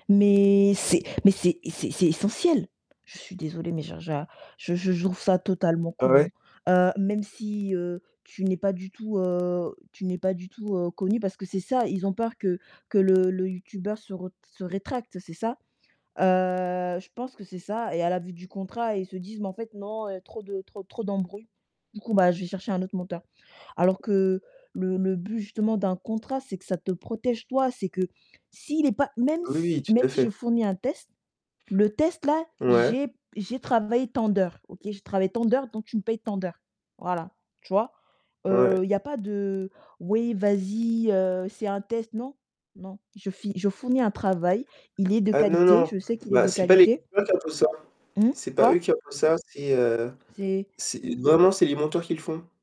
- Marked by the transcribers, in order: distorted speech; other background noise; static; tapping; unintelligible speech
- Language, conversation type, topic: French, unstructured, Préféreriez-vous être célèbre pour quelque chose de positif ou pour quelque chose de controversé ?